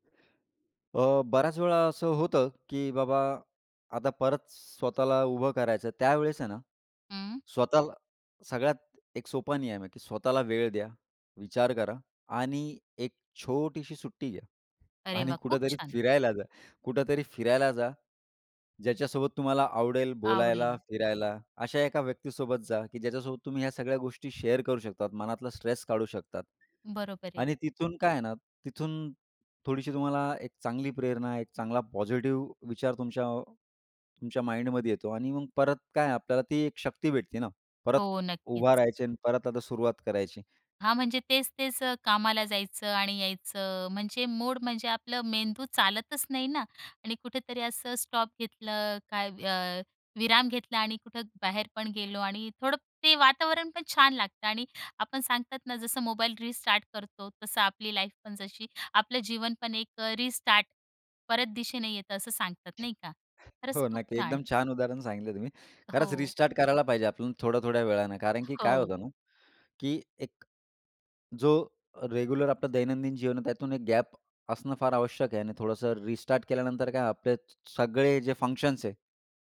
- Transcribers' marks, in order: other background noise; tapping; in English: "शेअर"; in English: "माइंडमध्ये"; in English: "लाईफ"; in English: "रेग्युलर"; in English: "फंक्शन्स"
- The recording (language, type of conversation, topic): Marathi, podcast, स्वतःला सतत प्रेरित ठेवण्यासाठी तुम्ही काय करता?